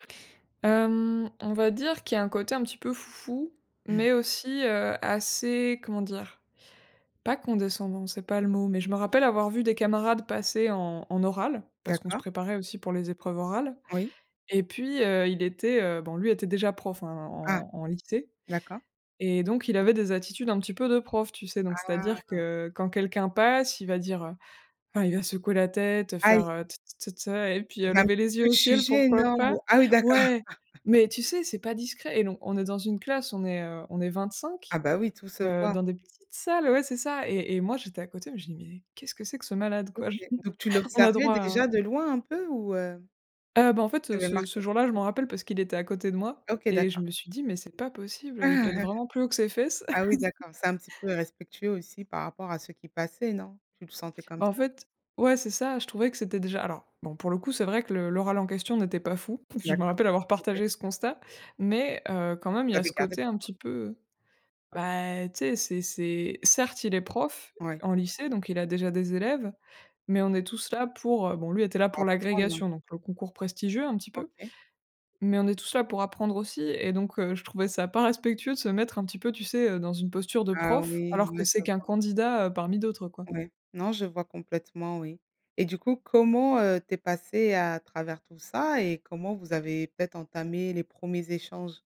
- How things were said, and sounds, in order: chuckle; drawn out: "Ah"; laugh; chuckle; chuckle; laugh; chuckle
- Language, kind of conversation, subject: French, podcast, Parle d'une rencontre avec quelqu'un de très différent de toi